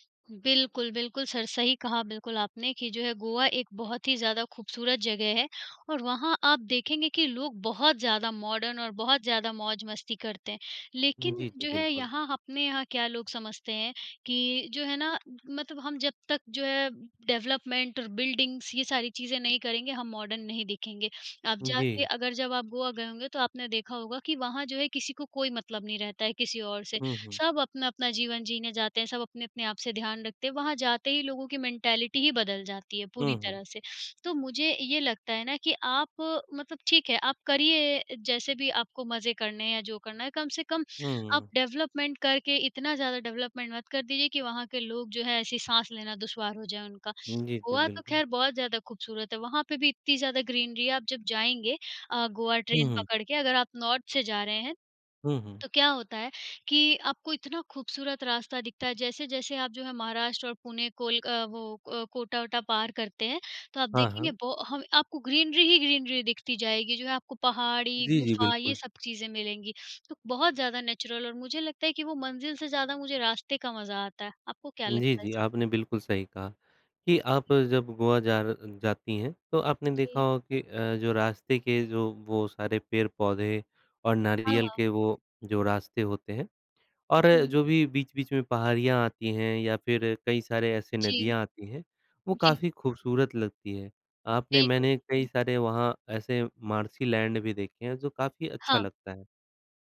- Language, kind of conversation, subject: Hindi, unstructured, यात्रा के दौरान आपको सबसे ज़्यादा खुशी किस बात से मिलती है?
- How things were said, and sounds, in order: in English: "सर"; in English: "मॉडर्न"; other background noise; tapping; "मतलब" said as "मतब"; in English: "डेवलपमेंट"; in English: "बिल्डिंग्स"; in English: "मॉडर्न"; in English: "मेन्टैलिटी"; in English: "डेवलपमेंट"; in English: "डेवलपमेंट"; in English: "ग्रीनरी"; in English: "नॉर्थ"; in English: "ग्रीनरी"; in English: "ग्रीनरी"; in English: "नेचुरल"; in English: "सर?"; in English: "मार्शी लैंड"